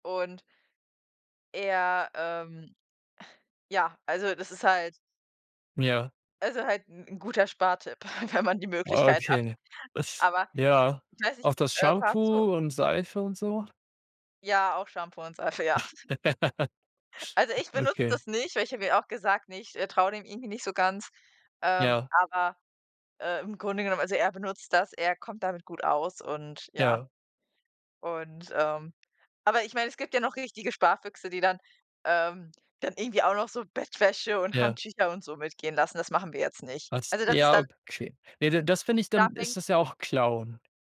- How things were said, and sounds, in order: other noise; chuckle; giggle; laugh; chuckle
- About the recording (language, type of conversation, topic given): German, unstructured, Wie gehst du im Alltag mit Geldsorgen um?